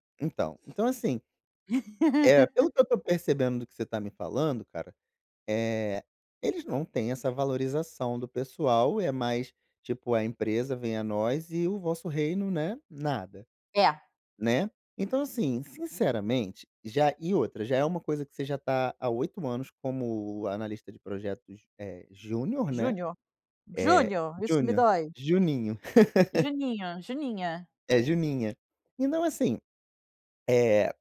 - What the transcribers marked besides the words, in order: chuckle; put-on voice: "Júnior"; chuckle; tapping
- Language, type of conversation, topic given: Portuguese, advice, Como lidar com o esgotamento por excesso de trabalho e a falta de tempo para a vida pessoal?